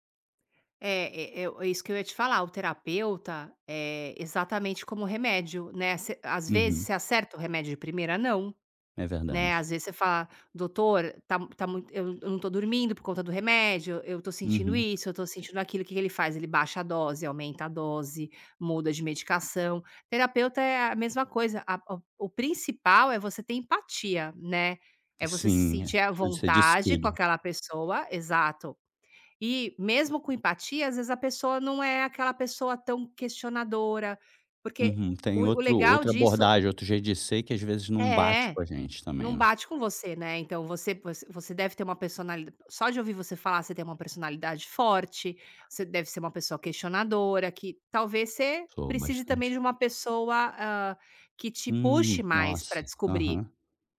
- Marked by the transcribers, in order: tapping; other background noise; "você" said as "cê"; "você" said as "cê"
- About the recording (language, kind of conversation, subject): Portuguese, advice, Como lidar com o medo de uma recaída após uma pequena melhora no bem-estar?